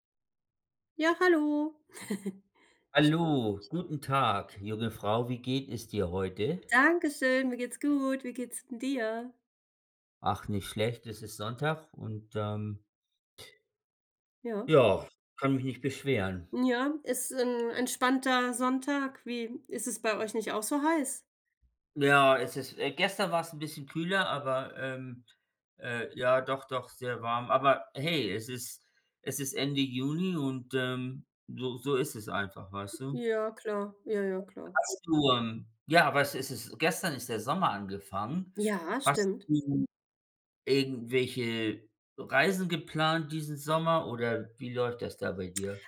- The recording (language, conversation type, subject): German, unstructured, Was bedeutet für dich Abenteuer beim Reisen?
- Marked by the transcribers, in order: other background noise; chuckle; other noise; tapping